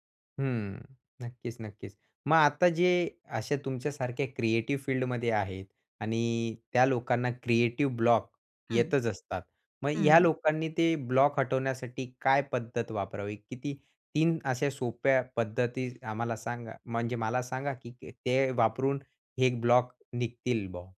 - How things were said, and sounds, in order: none
- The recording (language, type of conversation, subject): Marathi, podcast, सगळी दिशा हरवल्यासारखं वाटून काम अडकल्यावर तुम्ही स्वतःला सावरून पुन्हा सुरुवात कशी करता?